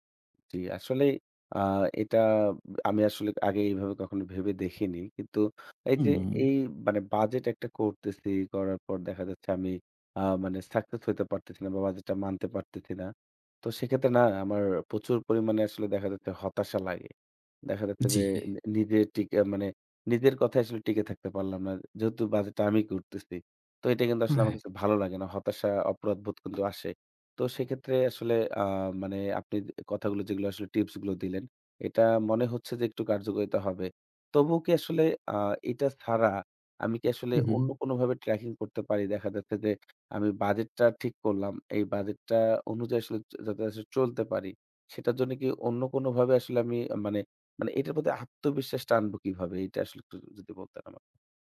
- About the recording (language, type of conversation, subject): Bengali, advice, প্রতিমাসে বাজেট বানাই, কিন্তু সেটা মানতে পারি না
- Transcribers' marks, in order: tapping